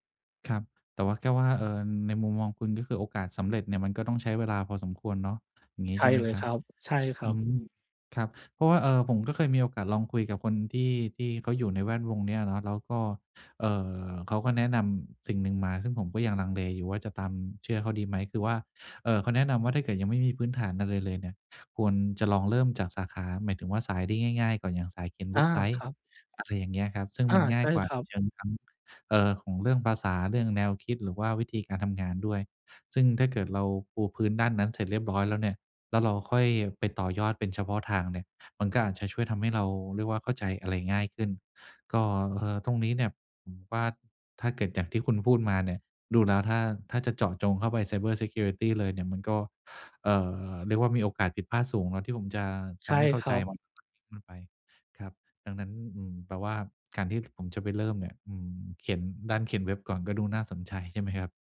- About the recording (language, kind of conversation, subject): Thai, advice, ความกลัวล้มเหลว
- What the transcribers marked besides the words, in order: in English: "ไซเบอร์ซีเคียวริตี"; unintelligible speech